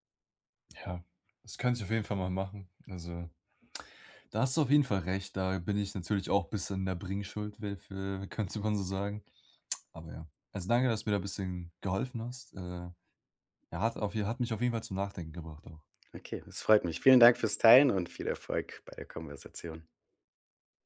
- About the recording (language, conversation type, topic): German, advice, Wie kann ich während eines Streits in meiner Beziehung gesunde Grenzen setzen und dabei respektvoll bleiben?
- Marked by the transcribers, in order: unintelligible speech; other background noise